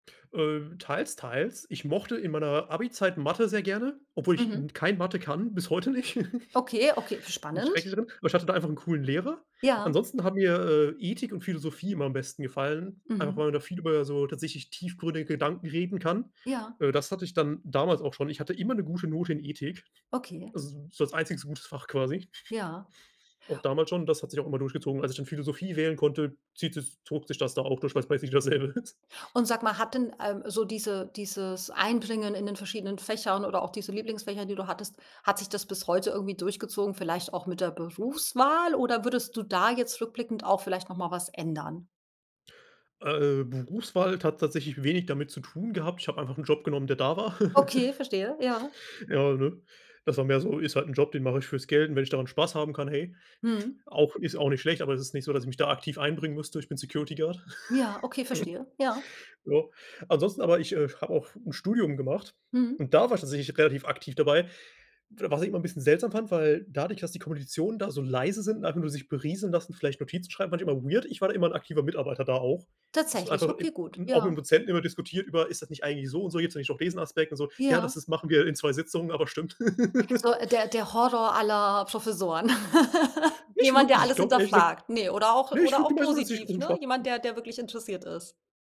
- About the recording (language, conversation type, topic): German, podcast, Was würdest du deinem jüngeren Schul-Ich raten?
- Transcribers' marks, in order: laughing while speaking: "nicht"; giggle; snort; laughing while speaking: "dasselbe ist"; laugh; snort; laugh; "Kommilitonen" said as "Kommilitionen"; in English: "weird"; unintelligible speech; laughing while speaking: "aber"; laugh; unintelligible speech